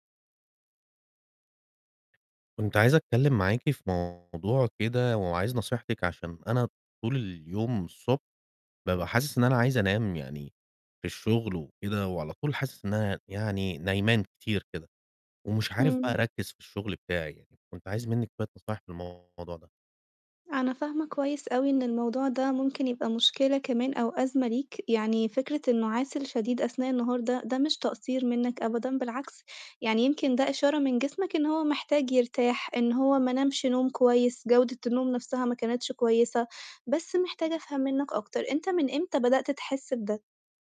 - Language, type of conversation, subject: Arabic, advice, إيه سبب النعاس الشديد أثناء النهار اللي بيعرقل شغلي وتركيزي؟
- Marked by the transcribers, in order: tapping; distorted speech